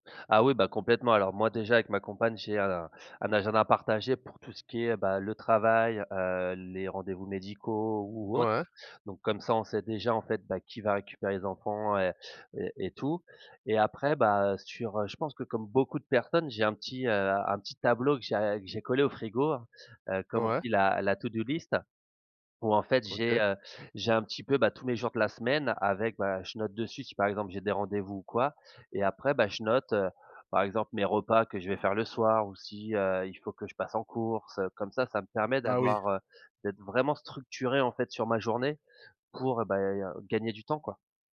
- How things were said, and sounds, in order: in English: "to do list"; tapping
- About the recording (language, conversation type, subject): French, podcast, Comment gères-tu l’équilibre entre le travail et la vie personnelle ?